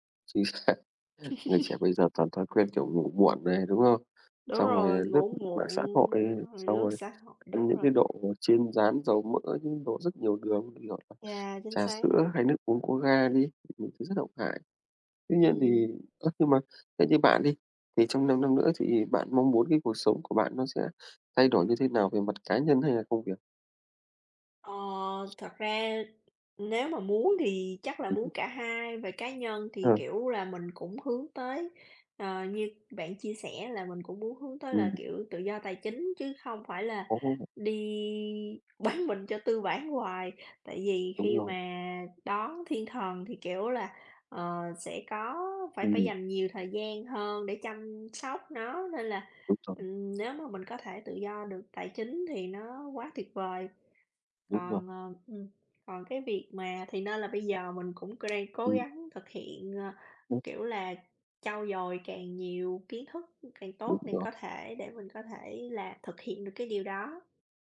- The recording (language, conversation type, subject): Vietnamese, unstructured, Bạn mong muốn đạt được điều gì trong 5 năm tới?
- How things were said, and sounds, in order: laughing while speaking: "xác!"; chuckle; tapping; other background noise; stressed: "bán mình"; unintelligible speech